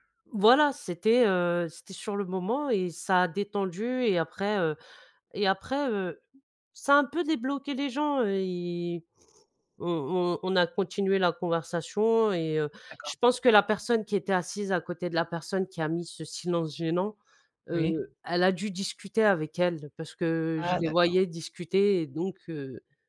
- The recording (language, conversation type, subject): French, podcast, Comment gères-tu les silences gênants en conversation ?
- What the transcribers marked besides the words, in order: tapping